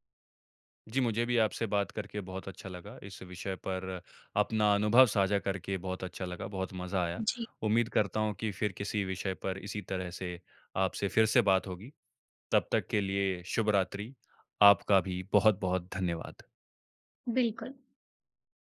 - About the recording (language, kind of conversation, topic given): Hindi, podcast, जब फिल्म देखने की बात हो, तो आप नेटफ्लिक्स और सिनेमाघर में से किसे प्राथमिकता देते हैं?
- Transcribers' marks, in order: none